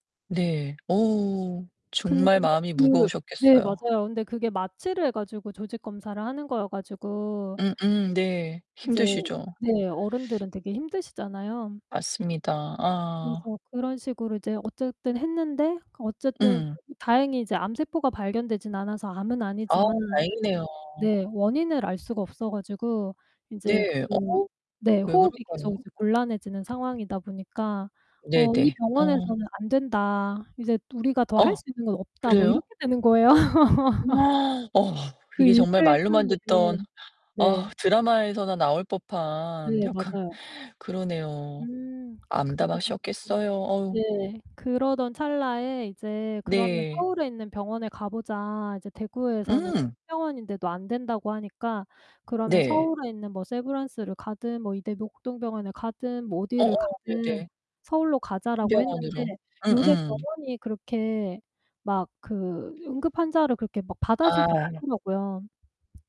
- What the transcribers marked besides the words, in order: other background noise; distorted speech; gasp; laugh
- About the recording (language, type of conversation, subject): Korean, podcast, 그때 주변 사람들은 어떤 힘이 되어주었나요?